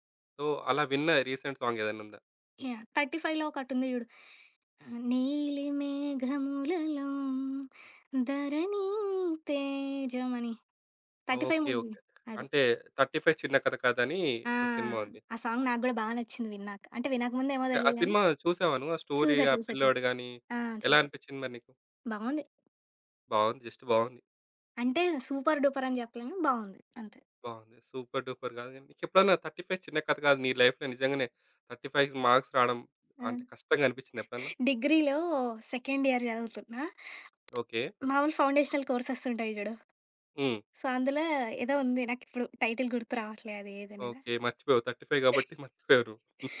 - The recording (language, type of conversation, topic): Telugu, podcast, ఏ పాటలు మీ మనస్థితిని వెంటనే మార్చేస్తాయి?
- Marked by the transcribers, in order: in English: "సో"; tapping; in English: "రీసెంట్"; singing: "నీలి మేఘములలో ధరణి తేజం"; in English: "మూవీ"; other background noise; in English: "సాంగ్"; in English: "స్టోరీ"; in English: "సూపర్ డూపర్"; in English: "సూపర్ డూపర్"; in English: "లైఫ్‌లో"; in English: "థర్ట్ ఫై‌వ్ మార్క్స్"; giggle; in English: "సెకండ్ ఇయర్"; in English: "ఫౌండేషనల్ కోర్సెస్"; in English: "సో"; in English: "టైటిల్"; in English: "థర్టి ఫైవ్"; giggle